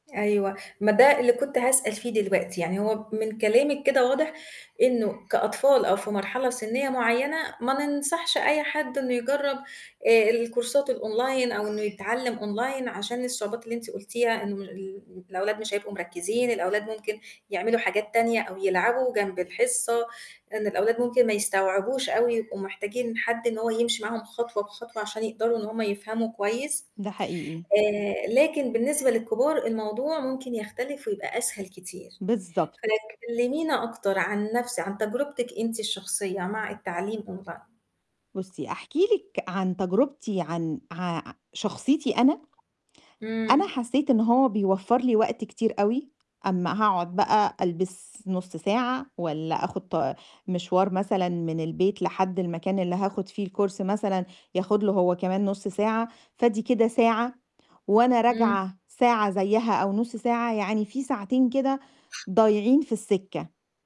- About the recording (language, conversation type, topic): Arabic, podcast, احكيلنا عن تجربتك في التعلّم أونلاين، كانت عاملة إيه؟
- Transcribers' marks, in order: other background noise; in English: "الكورسات الOnline"; in English: "Online"; in English: "Online"; in English: "الCourse"